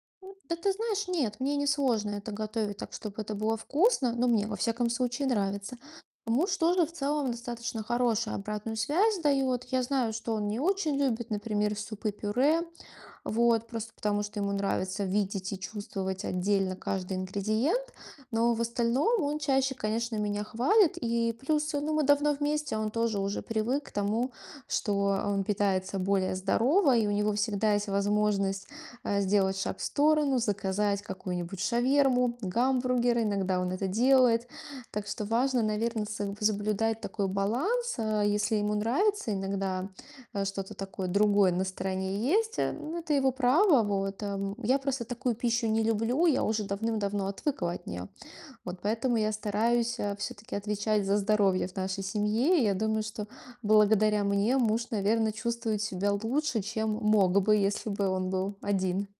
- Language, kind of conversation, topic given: Russian, advice, Как быстро спланировать питание на неделю без стресса?
- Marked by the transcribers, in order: distorted speech